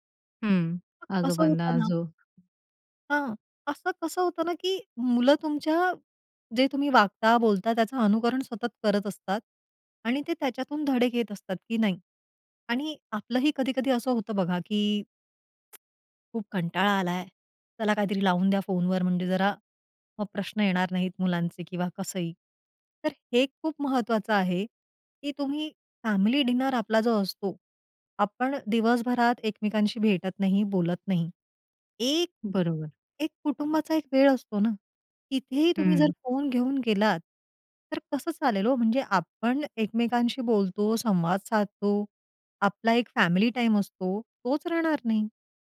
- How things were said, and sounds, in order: other background noise; tsk; in English: "डिनर"
- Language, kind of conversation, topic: Marathi, podcast, कुटुंबीय जेवणात मोबाईल न वापरण्याचे नियम तुम्ही कसे ठरवता?